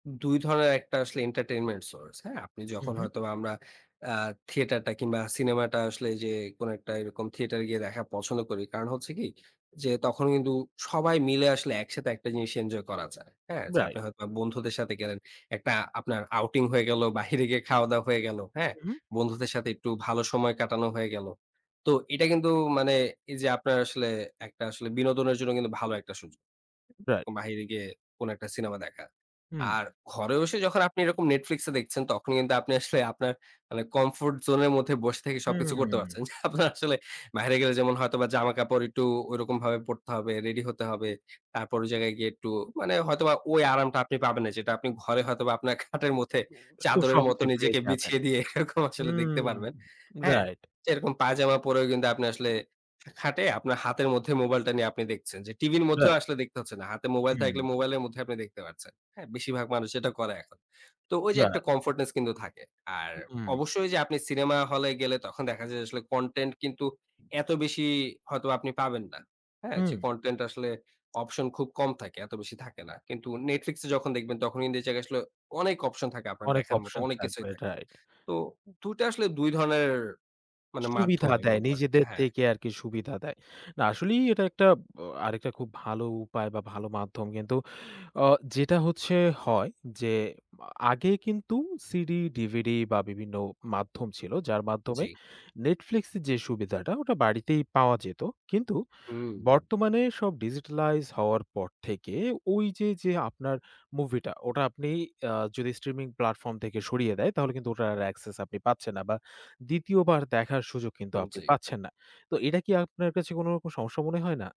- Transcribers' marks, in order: in English: "entertainment source"; other background noise; tapping; in English: "outing"; in English: "comfort zone"; laughing while speaking: "বিছিয়ে দিয়ে এরকম আসলে দেখতে পারবেন"; in English: "comfortness"; in English: "content"; in English: "content"; in English: "digitalized"; in English: "streaming platform"; in English: "access"; "এটা" said as "এডা"
- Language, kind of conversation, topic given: Bengali, podcast, স্ট্রিমিং প্ল্যাটফর্মগুলো সিনেমা দেখার ধরণ কীভাবে বদলে দিয়েছে?